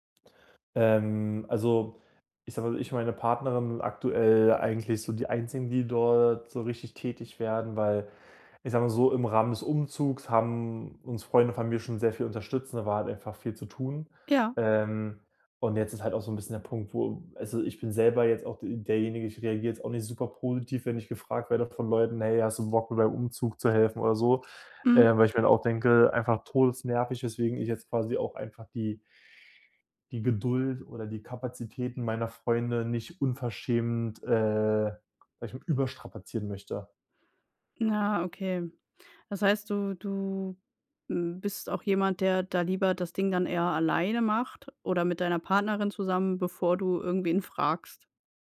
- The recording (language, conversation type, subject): German, advice, Wie kann ich meine Fortschritte verfolgen, ohne mich überfordert zu fühlen?
- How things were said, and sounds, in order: other background noise